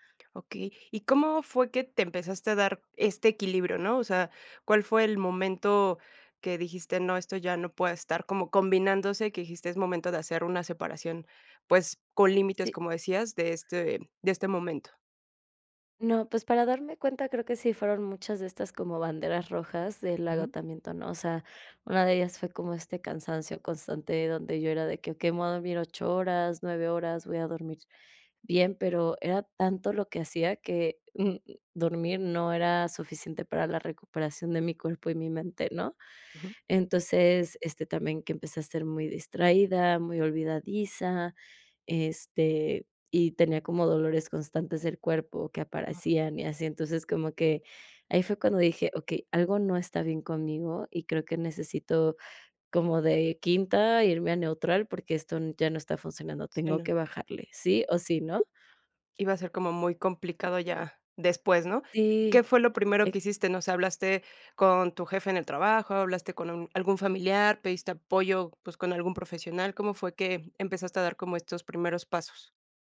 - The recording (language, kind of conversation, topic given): Spanish, podcast, ¿Cómo equilibras el trabajo y el descanso durante tu recuperación?
- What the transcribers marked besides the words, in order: tapping; other noise; other background noise